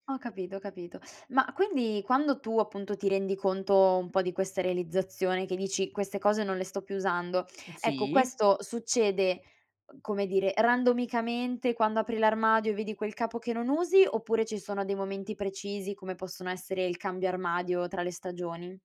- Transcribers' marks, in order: tapping
- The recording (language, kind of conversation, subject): Italian, podcast, Come fai a liberarti del superfluo?